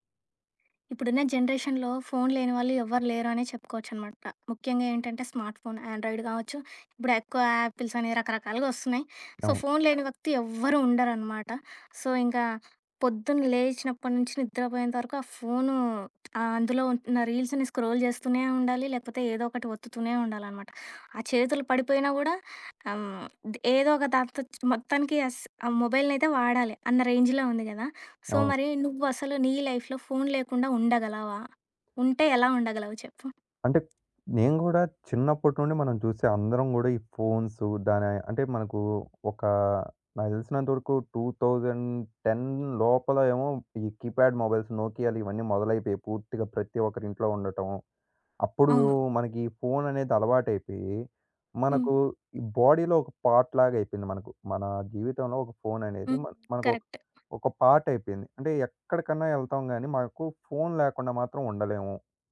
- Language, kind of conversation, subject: Telugu, podcast, ఫోన్ లేకుండా ఒకరోజు మీరు ఎలా గడుపుతారు?
- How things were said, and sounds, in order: other background noise; in English: "జనరేషన్‌లో"; in English: "స్మార్ట్"; in English: "ఆండ్రాయిడ్"; in English: "సో"; in English: "సో"; in English: "రీల్స్‌ని స్క్రోల్"; in English: "మొబైల్"; in English: "రేంజ్‌లో"; in English: "సో"; in English: "లైఫ్‌లో"; tapping; in English: "ఫోన్స్"; in English: "టూ థౌసండ్ టెన్"; in English: "కీప్యాడ్ మొబైల్స్"; in English: "బోడీలో"; in English: "పార్ట్‌లాగా"; in English: "కరెక్ట్"; in English: "పార్ట్"